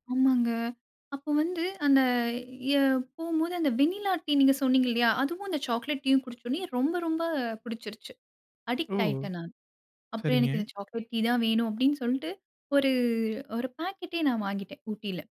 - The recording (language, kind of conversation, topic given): Tamil, podcast, தினசரி மாலை தேநீர் நேரத்தின் நினைவுகளைப் பற்றிப் பேசலாமா?
- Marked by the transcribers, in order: in English: "அடிக்ட்"